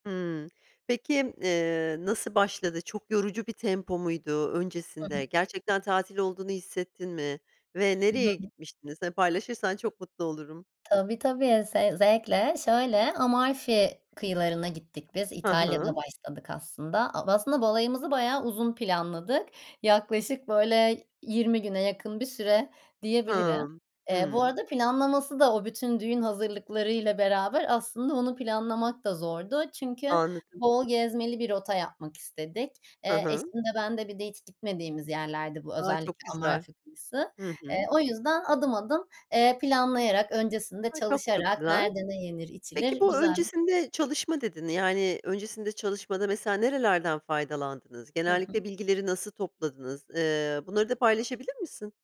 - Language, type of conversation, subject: Turkish, podcast, En unutamadığın seyahat anını anlatır mısın?
- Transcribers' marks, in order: unintelligible speech; other background noise